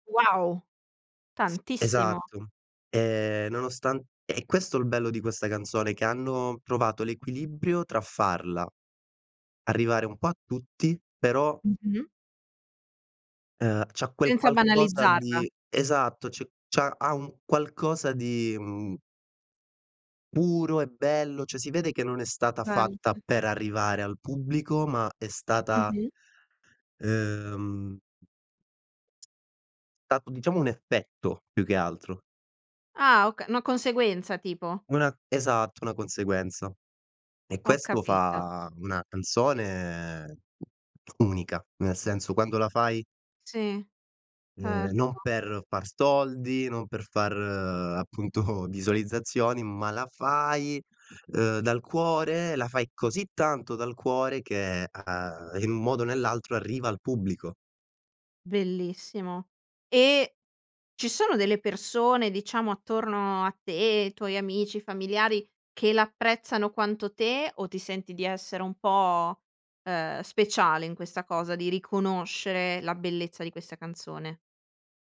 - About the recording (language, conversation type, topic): Italian, podcast, Qual è la canzone che ti ha cambiato la vita?
- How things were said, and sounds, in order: other background noise; "cioè" said as "ceh"; unintelligible speech; "stato" said as "tato"; tapping; laughing while speaking: "appunto"